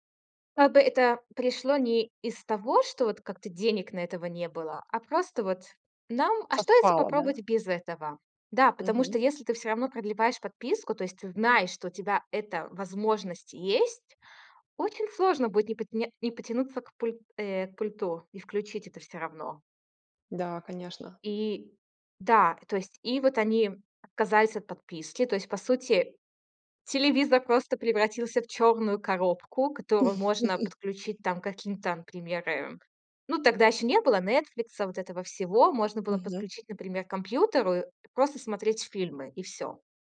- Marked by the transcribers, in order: tapping; chuckle
- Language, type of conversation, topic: Russian, podcast, Что для тебя значит цифровой детокс и как его провести?